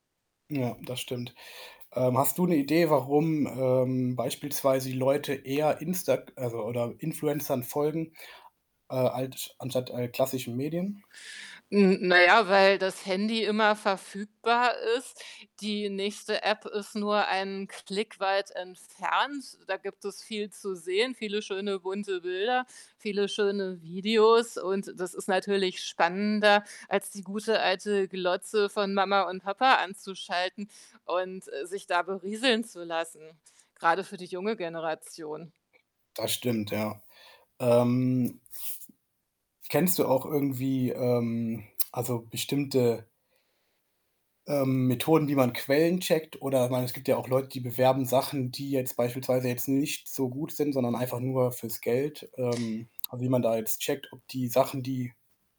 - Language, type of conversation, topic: German, podcast, Wie beeinflussen Influencer deinen Medienkonsum?
- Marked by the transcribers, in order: other background noise